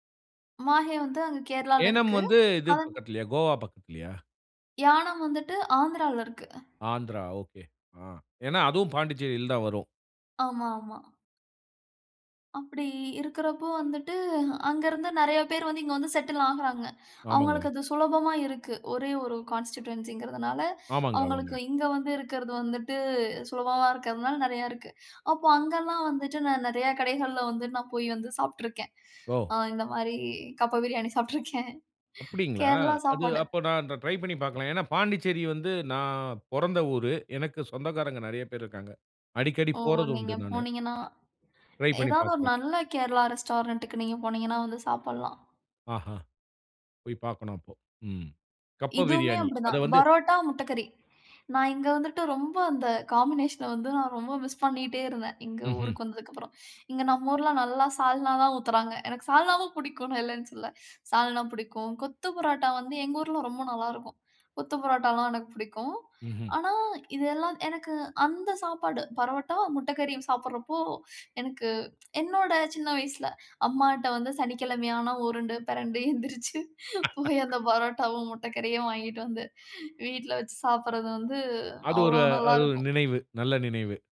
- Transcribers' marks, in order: in English: "செட்டில்"; in English: "கான்ஸ்டிட்யென்சிங்கிறதுனால"; laughing while speaking: "சாப்ட்டுருக்கேன்"; other background noise; tapping; in English: "காம்பினேஷன"; laughing while speaking: "எந்திரிச்சு. போய் அந்த பரோட்டாவும், முட்டக்கறியும் வாங்கிட்டு"; chuckle
- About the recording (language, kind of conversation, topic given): Tamil, podcast, சிறுவயதில் சாப்பிட்ட உணவுகள் உங்கள் நினைவுகளை எப்படிப் புதுப்பிக்கின்றன?